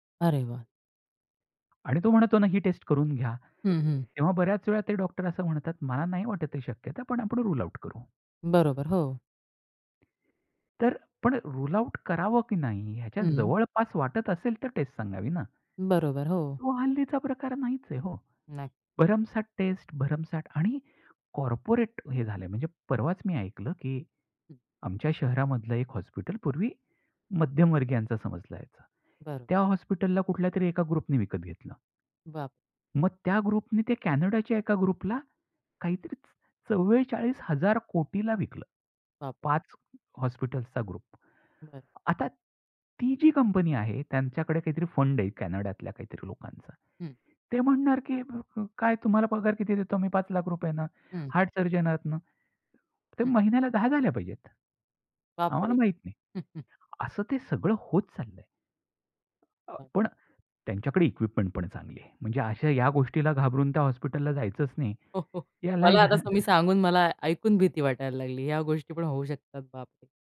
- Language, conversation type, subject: Marathi, podcast, आरोग्य क्षेत्रात तंत्रज्ञानामुळे कोणते बदल घडू शकतात, असे तुम्हाला वाटते का?
- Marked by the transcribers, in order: tapping; in English: "रूल आउट"; other background noise; in English: "रूल आउट"; in English: "कॉर्पोरेट"; in English: "ग्रुपनी"; in English: "ग्रुपने"; in English: "ग्रुपला"; in English: "ग्रुप"; scoff; in English: "इक्विपमेंटपण"; other noise